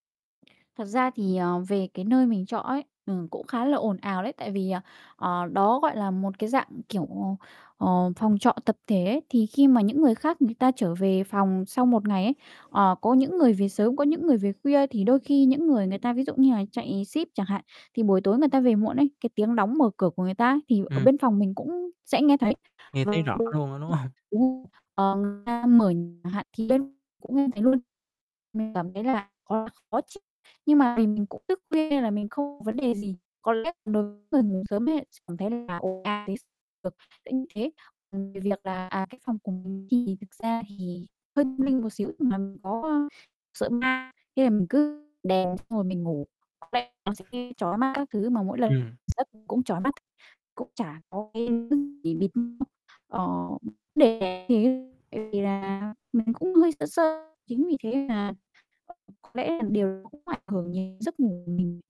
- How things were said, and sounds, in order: tapping; laughing while speaking: "hông?"; distorted speech
- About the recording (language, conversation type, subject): Vietnamese, advice, Làm sao để xây dựng thói quen buổi tối giúp bạn ngủ ngon hơn?